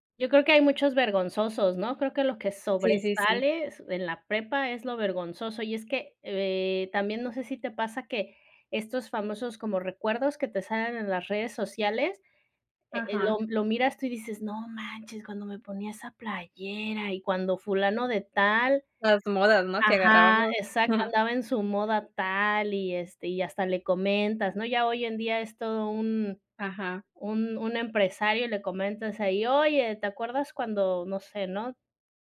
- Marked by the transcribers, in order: chuckle; tapping
- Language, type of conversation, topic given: Spanish, unstructured, ¿Cómo compartir recuerdos puede fortalecer una amistad?